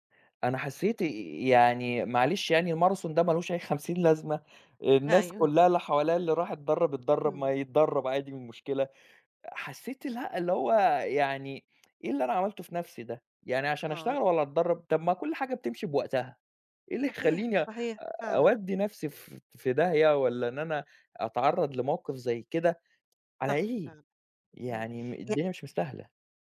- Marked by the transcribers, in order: unintelligible speech
- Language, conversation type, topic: Arabic, podcast, إزاي الضغط الاجتماعي بيأثر على قراراتك لما تاخد مخاطرة؟